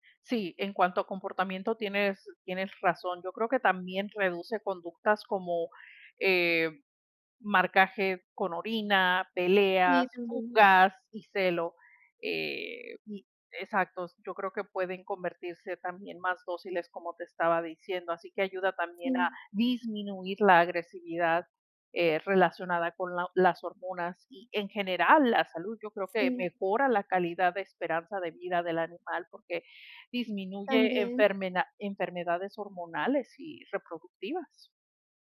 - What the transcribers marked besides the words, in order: unintelligible speech
- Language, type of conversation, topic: Spanish, unstructured, ¿Debería ser obligatorio esterilizar a los perros y gatos?
- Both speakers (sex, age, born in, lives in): female, 30-34, Mexico, Mexico; female, 45-49, United States, United States